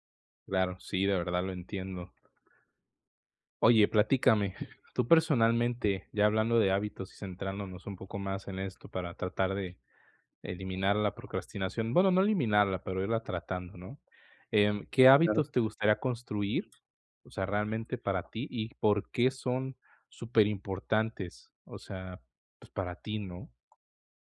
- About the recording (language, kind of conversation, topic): Spanish, advice, ¿Cómo puedo dejar de procrastinar y crear mejores hábitos?
- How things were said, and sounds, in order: other background noise; tapping